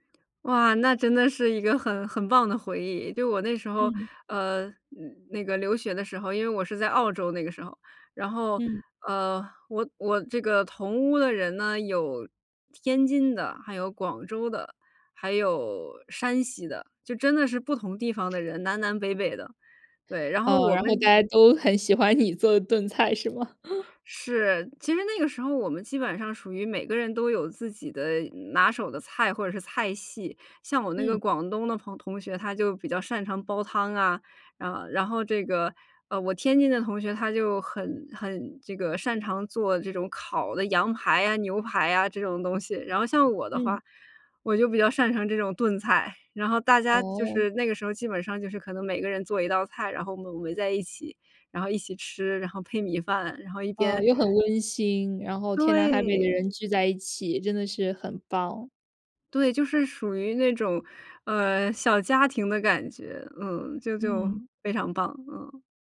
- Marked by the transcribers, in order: other background noise; laughing while speaking: "做炖菜是吗？"; laugh
- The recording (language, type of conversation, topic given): Chinese, podcast, 家里哪道菜最能让你瞬间安心，为什么？